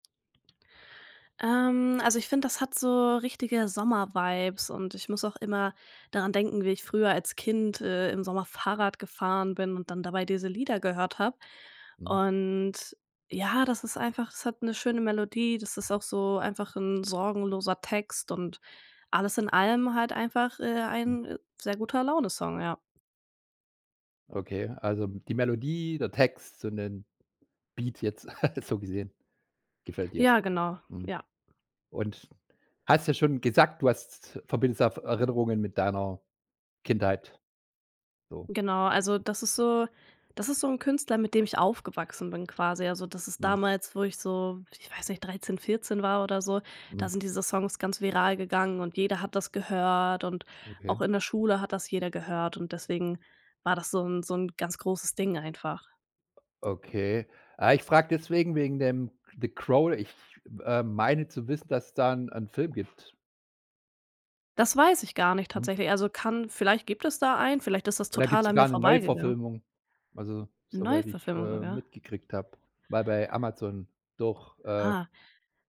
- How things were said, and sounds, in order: other background noise; chuckle
- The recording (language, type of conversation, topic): German, podcast, Welcher Song macht dich sofort glücklich?